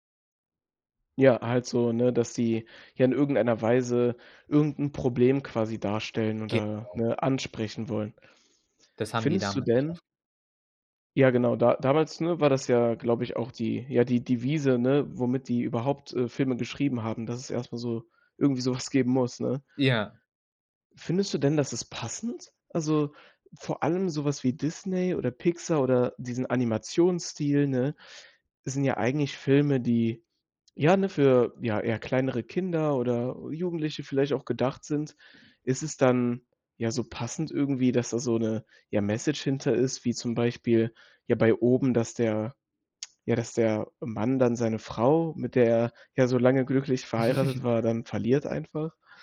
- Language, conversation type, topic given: German, podcast, Welche Filme schaust du dir heute noch aus nostalgischen Gründen an?
- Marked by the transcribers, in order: chuckle